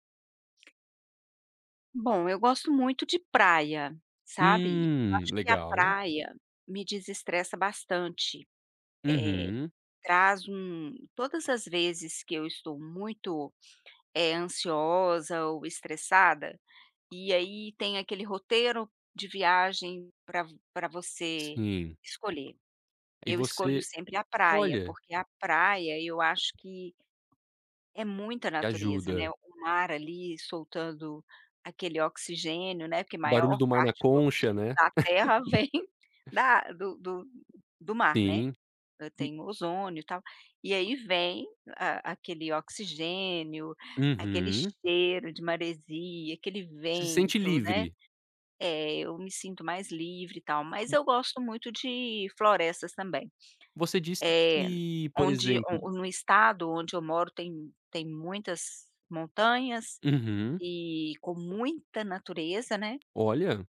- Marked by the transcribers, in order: tapping; other background noise; chuckle; other noise
- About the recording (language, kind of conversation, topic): Portuguese, podcast, Como a natureza ajuda na saúde mental da gente?